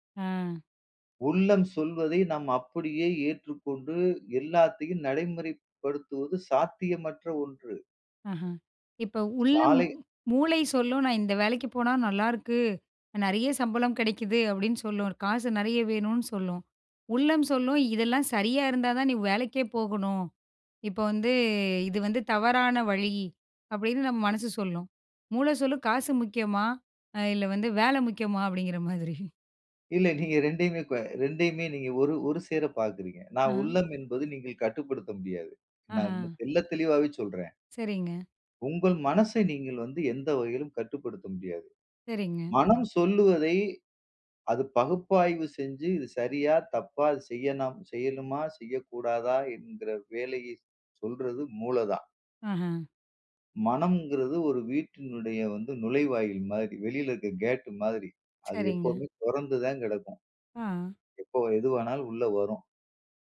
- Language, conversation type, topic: Tamil, podcast, உங்கள் உள்ளக் குரலை நீங்கள் எப்படி கவனித்துக் கேட்கிறீர்கள்?
- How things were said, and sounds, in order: other noise; chuckle; in English: "கேட்"